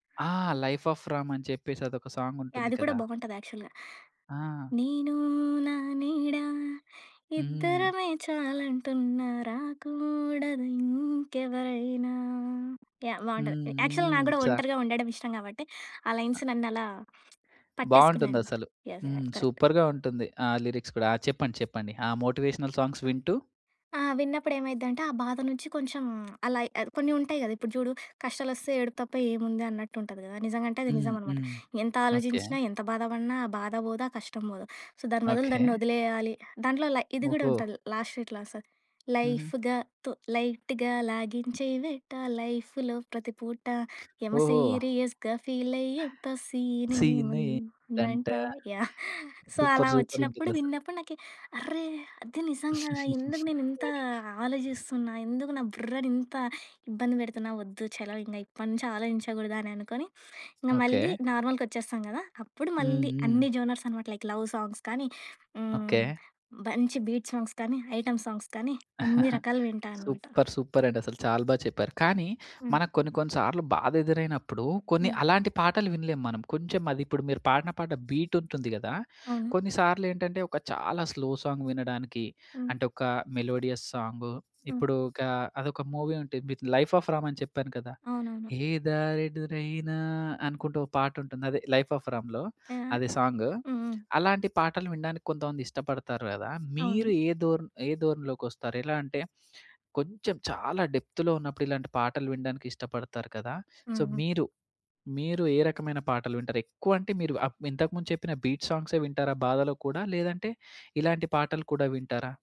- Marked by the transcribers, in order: in English: "సాంగ్"; singing: "నేను నా నీడ ఇద్దరమే చాలంటున్న రాకూడదు ఇంకెవరైనా"; in English: "యాక్చువల్"; in English: "లైన్స్"; lip smack; in English: "ఎస్, కరెక్ట్"; in English: "సూపర్‌గా"; in English: "లిరిక్స్"; in English: "మోటివేషనల్ సాంగ్స్"; in English: "సో"; in English: "లాస్ట్‌లో"; other background noise; singing: "లైట్‌గా లాగించేదెట్ట లైఫ్‌లో ప్రతి పూట యమ సీరియస్‌గా ఫీల్ అయ్యేంత సీన్ ఏముందంట"; in English: "లైట్‌గా"; in English: "లైఫ్‌లో"; in English: "సీరియస్‌గా ఫీల్"; in English: "సీన్"; in English: "సీన్"; in English: "సూపర్! సూపర్!"; in English: "సో"; giggle; in English: "నార్మల్‌గా"; in English: "జోనర్స్"; in English: "లైక్ లవ్ సాంగ్స్"; in English: "బీట్ సాంగ్స్"; in English: "ఐటెమ్ సాంగ్స్"; tapping; chuckle; in English: "సూపర్!"; in English: "బీట్"; in English: "స్లో సాంగ్"; in English: "మెలోడియస్ సాంగ్"; in English: "మూవీ"; singing: "ఎదారె దురైన"; in English: "సాంగ్"; in English: "డెప్త్‌లో"; in English: "సో"
- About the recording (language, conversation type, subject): Telugu, podcast, సంగీతం వల్ల మీ బాధ తగ్గిన అనుభవం మీకు ఉందా?